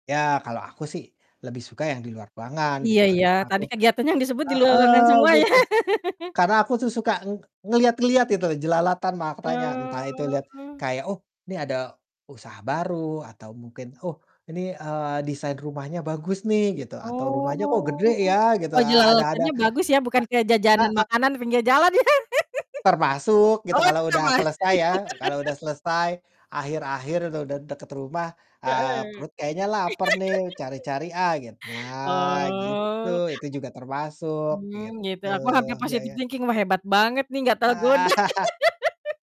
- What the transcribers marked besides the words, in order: distorted speech; laugh; other background noise; drawn out: "Oh"; drawn out: "Oh"; laugh; laughing while speaking: "termasuk"; laugh; laugh; drawn out: "Oh"; in English: "positive thinking"; laugh
- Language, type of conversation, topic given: Indonesian, unstructured, Bagaimana olahraga bisa membuat kamu merasa lebih bahagia?